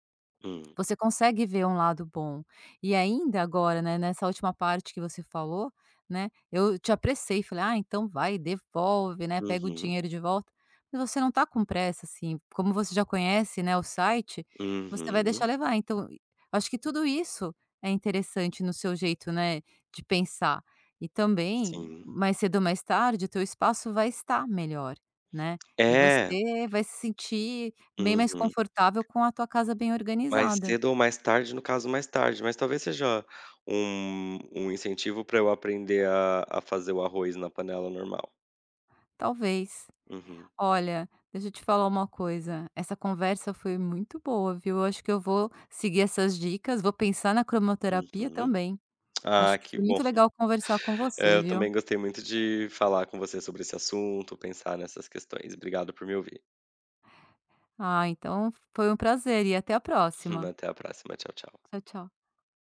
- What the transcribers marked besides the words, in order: tapping; other background noise
- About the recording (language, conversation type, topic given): Portuguese, podcast, Como você organiza seu espaço em casa para ser mais produtivo?